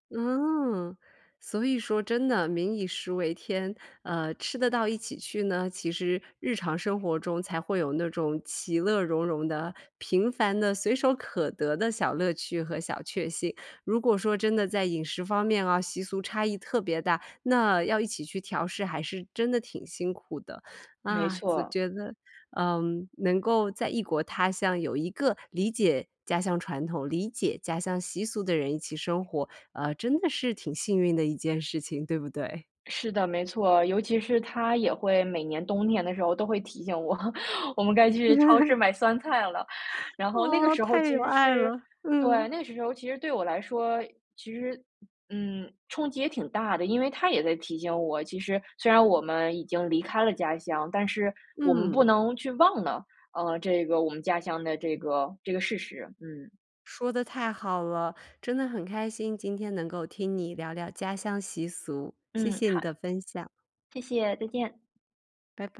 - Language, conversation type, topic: Chinese, podcast, 离开家乡后，你是如何保留或调整原本的习俗的？
- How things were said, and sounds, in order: laughing while speaking: "我们该去超市买酸菜了"; laugh; laughing while speaking: "哦，太有爱了，嗯"; other background noise